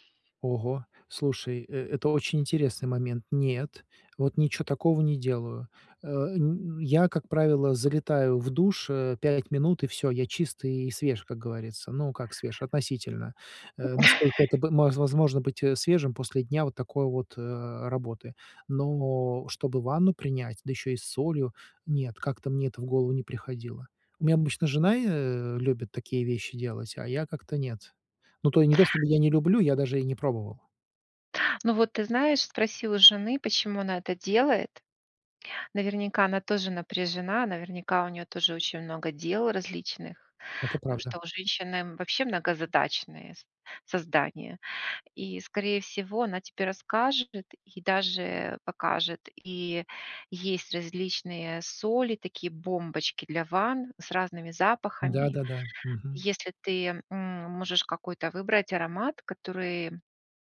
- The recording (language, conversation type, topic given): Russian, advice, Как создать спокойную вечернюю рутину, чтобы лучше расслабляться?
- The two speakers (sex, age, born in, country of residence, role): female, 50-54, Ukraine, United States, advisor; male, 45-49, Russia, United States, user
- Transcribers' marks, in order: chuckle; chuckle